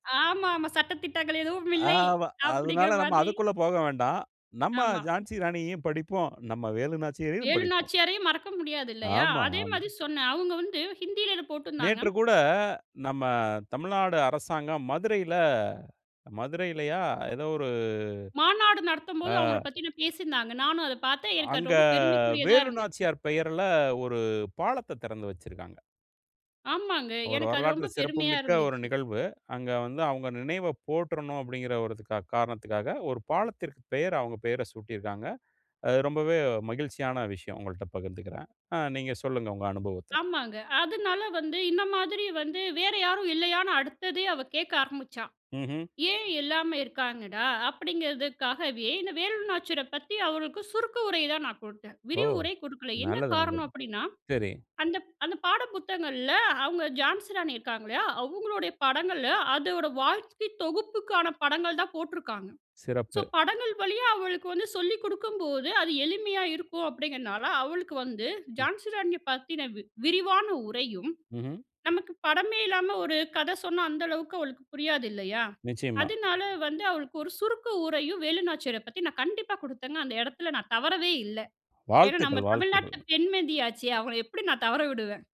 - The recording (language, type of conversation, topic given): Tamil, podcast, கதைகளில் பெண்கள் எப்படிப் படைக்கப்பட வேண்டும்?
- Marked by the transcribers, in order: laughing while speaking: "ஆமாமா. சட்ட திட்டங்கள் எதுவும் இல்லை அப்படிங்கிற மாதிரி"; other background noise; other noise; "மாதிரி" said as "மாதி"; "இந்த" said as "இன்ன"; in English: "ஸோ"; "பெண்மணியாச்சே" said as "பெண் மதியாச்சே"